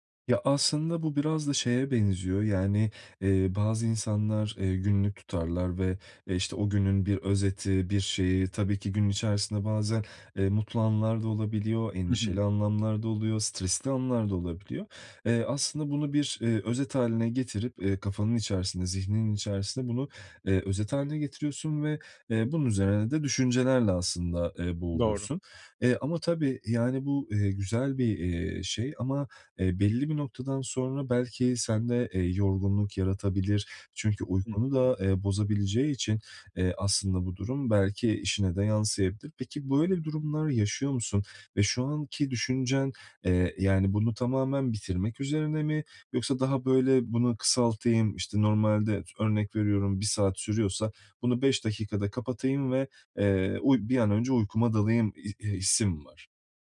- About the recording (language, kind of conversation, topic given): Turkish, advice, Uyumadan önce zihnimi sakinleştirmek için hangi basit teknikleri deneyebilirim?
- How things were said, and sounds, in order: tapping; other background noise